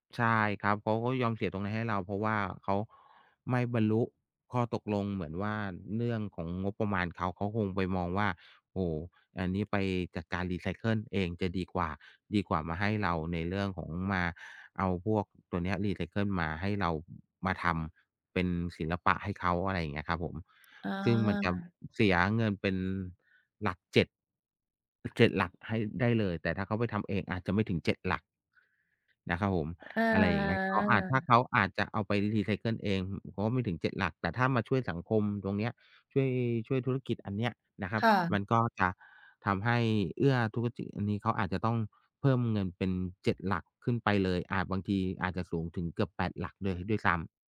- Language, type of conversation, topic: Thai, unstructured, การตั้งงบประมาณช่วยให้ชีวิตง่ายขึ้นไหม?
- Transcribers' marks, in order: "เรื่อง" said as "เนื่อง"; other noise; "จะ" said as "จำ"; other background noise; tapping